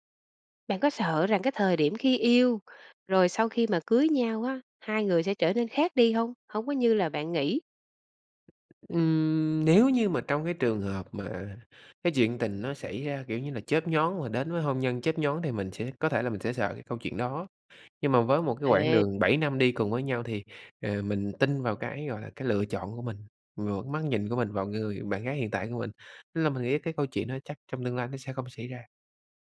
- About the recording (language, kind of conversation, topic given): Vietnamese, advice, Sau vài năm yêu, tôi có nên cân nhắc kết hôn không?
- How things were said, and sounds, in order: other background noise